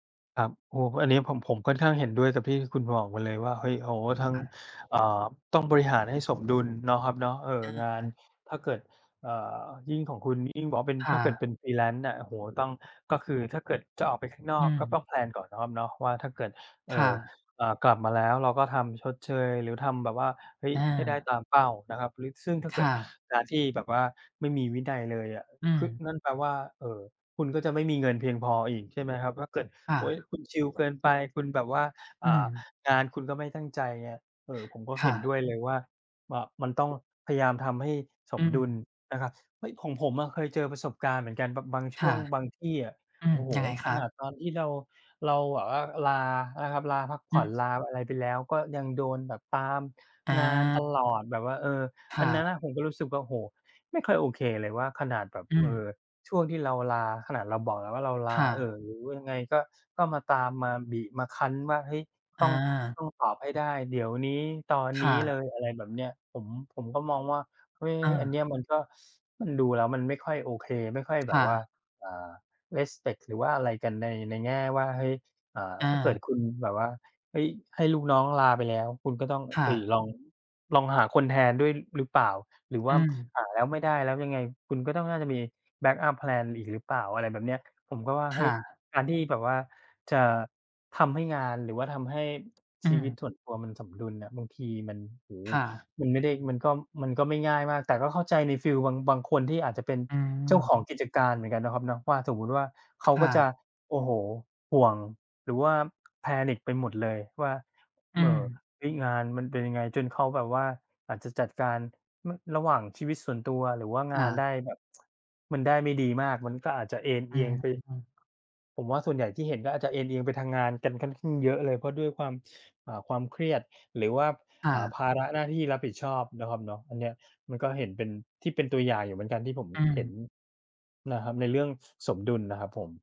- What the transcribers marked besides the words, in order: tapping; in English: "Freelance"; in English: "แพลน"; in English: "respect"; "หรือว่า" said as "หรือว่าม"; in English: "แพลน"; in English: "panic"; tsk; other background noise; "ค่อนข้าง" said as "คั่นข้าง"
- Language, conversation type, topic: Thai, unstructured, คุณคิดว่าสมดุลระหว่างงานกับชีวิตส่วนตัวสำคัญแค่ไหน?